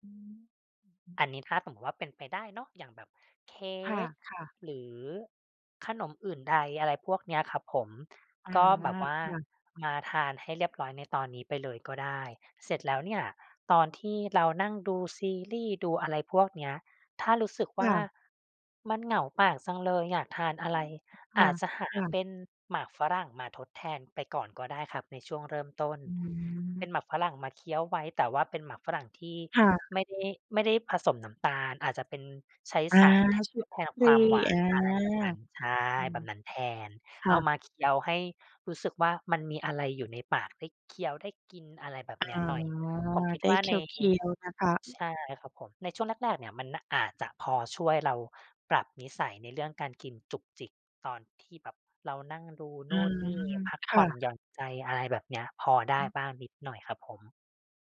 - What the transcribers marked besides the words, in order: other background noise; tapping
- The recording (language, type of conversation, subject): Thai, advice, ทำอย่างไรดีเมื่อพยายามกินอาหารเพื่อสุขภาพแต่ชอบกินจุกจิกตอนเย็น?